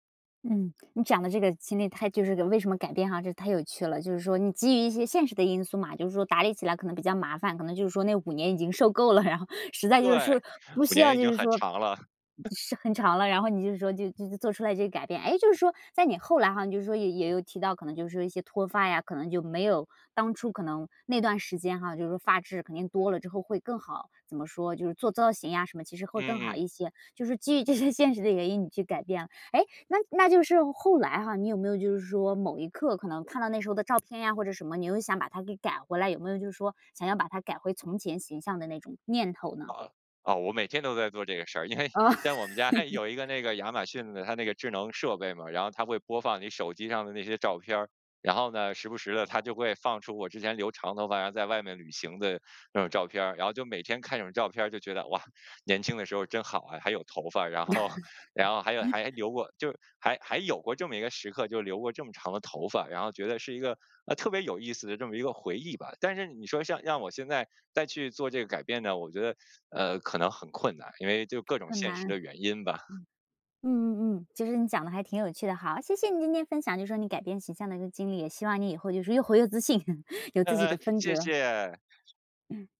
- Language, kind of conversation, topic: Chinese, podcast, 你能分享一次改变形象的经历吗？
- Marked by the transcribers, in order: lip smack; chuckle; chuckle; laughing while speaking: "这些"; other background noise; laughing while speaking: "因为"; laugh; chuckle; laughing while speaking: "然后"; chuckle